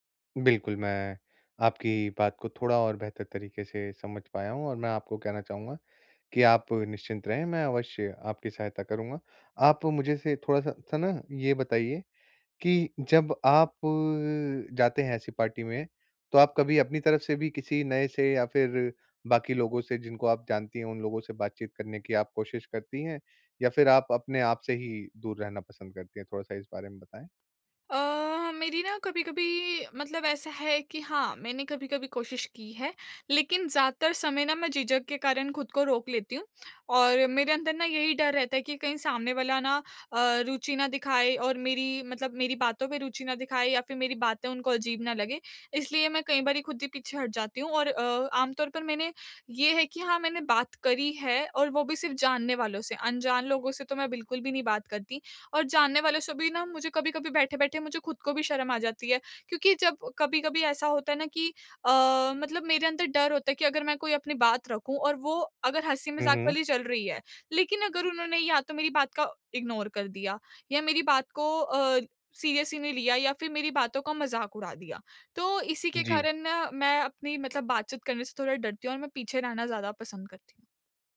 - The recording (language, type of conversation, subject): Hindi, advice, पार्टी में मैं अक्सर अकेला/अकेली और अलग-थलग क्यों महसूस करता/करती हूँ?
- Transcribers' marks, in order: drawn out: "आप"; in English: "पार्टी"; tapping; in English: "इग्नोर"; in English: "सीरियसली"